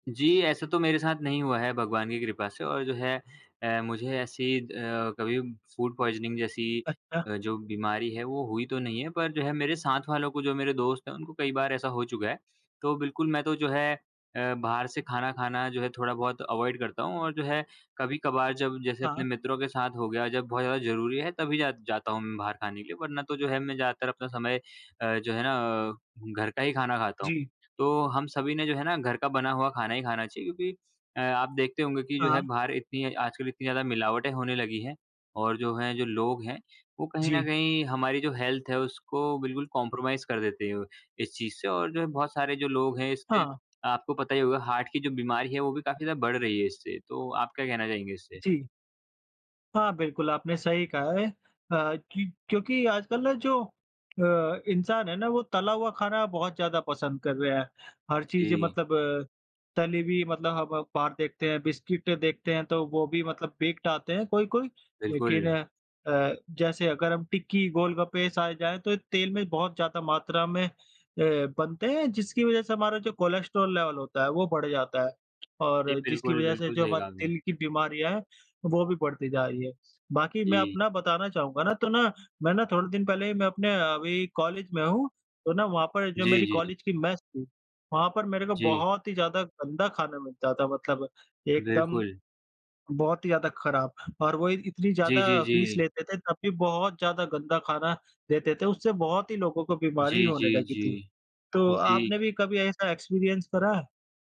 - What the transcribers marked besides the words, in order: in English: "फूड पॉइज़निंग"; in English: "अवॉइड"; in English: "हेल्थ"; in English: "कॉम्प्रोमाइज़"; in English: "हार्ट"; tapping; in English: "लेवल"; in English: "मेस"; in English: "फ़ीस"; in English: "एक्सपीरियंस"
- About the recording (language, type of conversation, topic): Hindi, unstructured, आपका पसंदीदा खाना कौन सा है और क्यों?